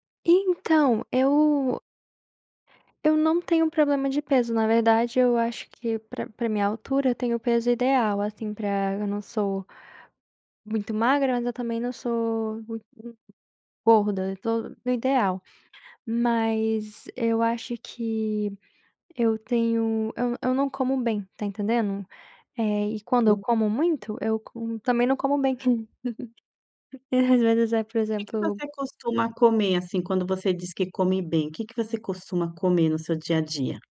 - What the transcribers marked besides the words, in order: giggle
- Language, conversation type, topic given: Portuguese, advice, Como é que você costuma comer quando está estressado(a) ou triste?